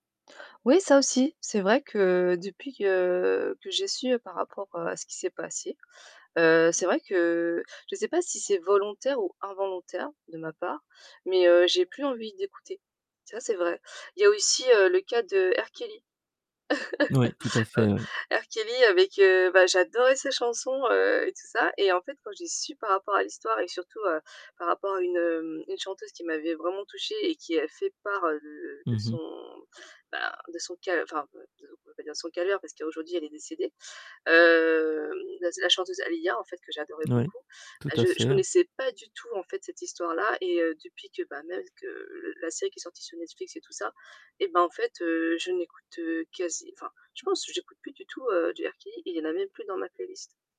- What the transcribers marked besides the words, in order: chuckle; stressed: "su"; tapping; distorted speech; drawn out: "Hem"; unintelligible speech
- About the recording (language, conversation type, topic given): French, podcast, Quelle chanson a accompagné un tournant dans ta vie ?